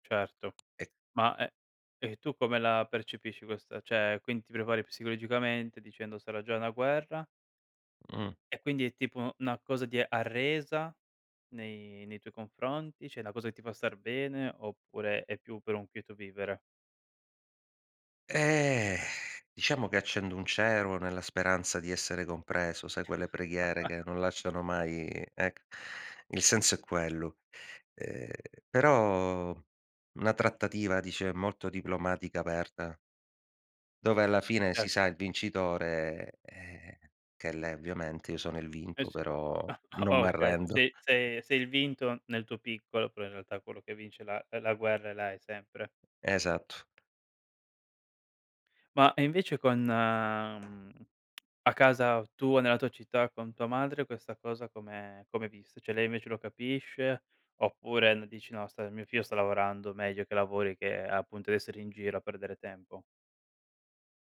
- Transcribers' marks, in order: "cioè" said as "ceh"; "Cioè" said as "ceh"; sigh; chuckle; sigh; tapping; "Cioè" said as "ceh"
- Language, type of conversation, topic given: Italian, podcast, Come bilanci la vita privata e l’ambizione professionale?